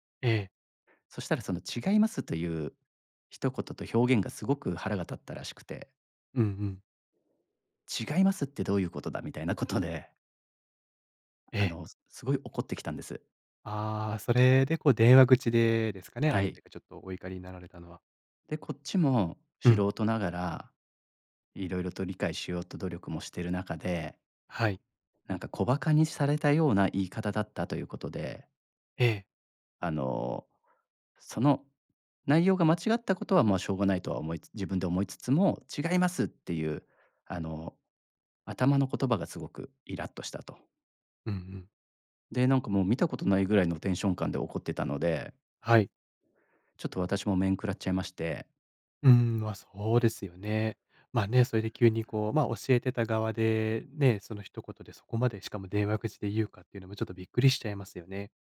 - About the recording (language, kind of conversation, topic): Japanese, advice, 誤解で相手に怒られたとき、どう説明して和解すればよいですか？
- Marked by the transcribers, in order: none